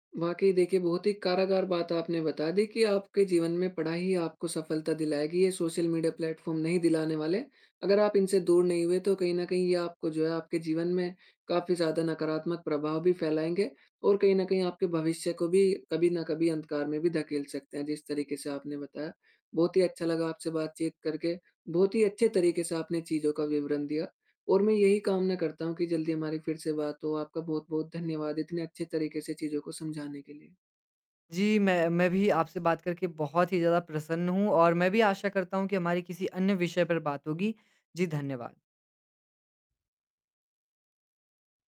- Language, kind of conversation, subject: Hindi, podcast, नोटिफ़िकेशन को नियंत्रण में रखने के आसान उपाय क्या हैं?
- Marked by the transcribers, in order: static; in English: "प्लेटफॉर्म"